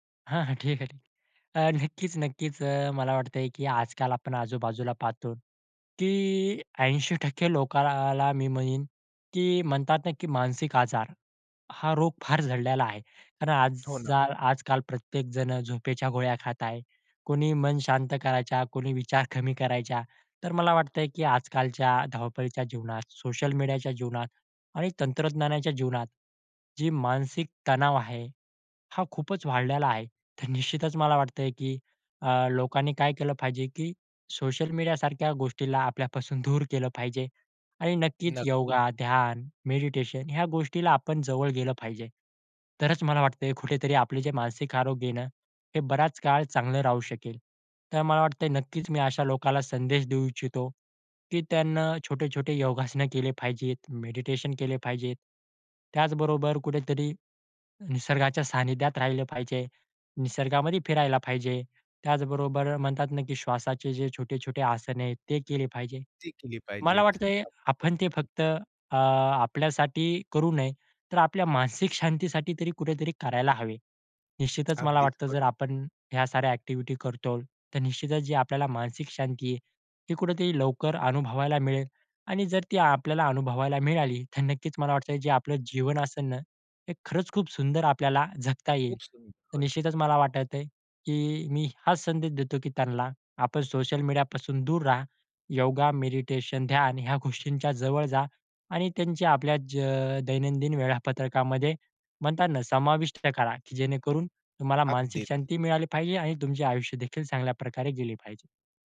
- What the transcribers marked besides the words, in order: tapping; chuckle; "लोकांना" said as "लोकालाला"; other background noise; chuckle; laughing while speaking: "तर नक्कीच"
- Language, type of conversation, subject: Marathi, podcast, मन शांत ठेवण्यासाठी तुम्ही रोज कोणती सवय जपता?